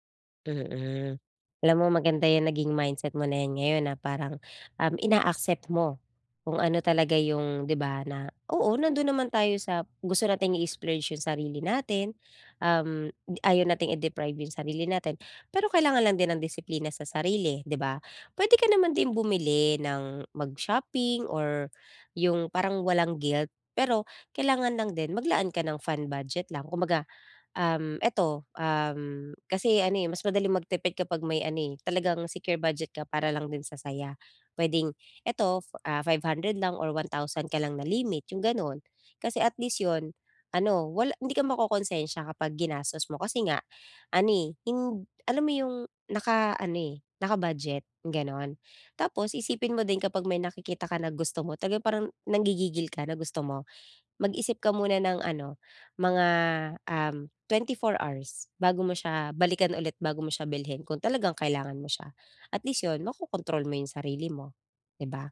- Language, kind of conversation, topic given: Filipino, advice, Paano ako makakatipid nang hindi nawawala ang kasiyahan?
- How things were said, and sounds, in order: in English: "fun budget"; in English: "secure budget"